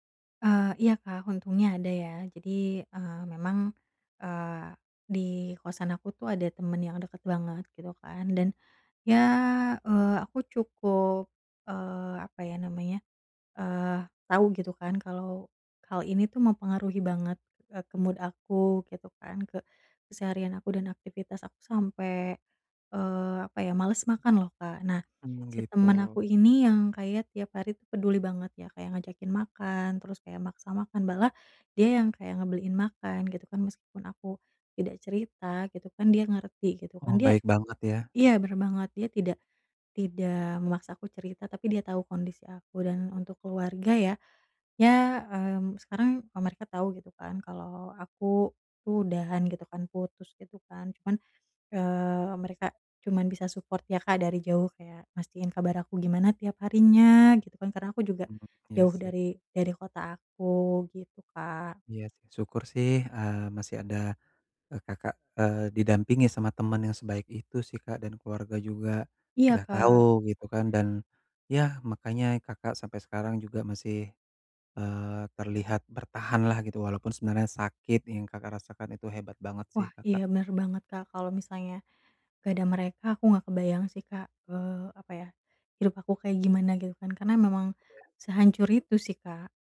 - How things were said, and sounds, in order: in English: "mood"; "malah" said as "balah"; in English: "support"; other background noise
- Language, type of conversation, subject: Indonesian, advice, Bagaimana cara memproses duka dan harapan yang hilang secara sehat?